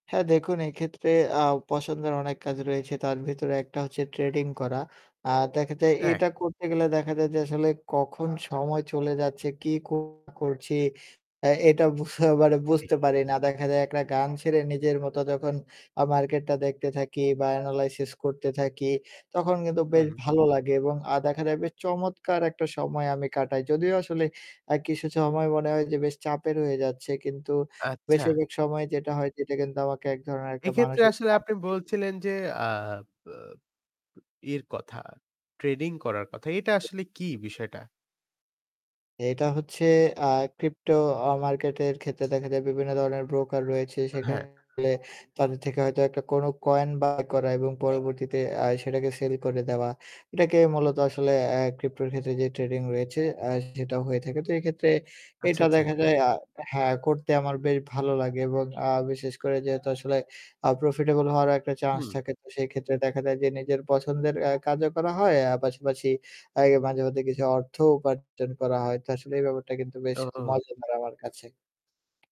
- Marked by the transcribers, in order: static; background speech; distorted speech; other noise; other background noise; in English: "প্রফিটেবল"; tapping
- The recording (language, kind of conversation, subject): Bengali, podcast, কোন ধরনের কাজ করলে তুমি সত্যিই খুশি হও বলে মনে হয়?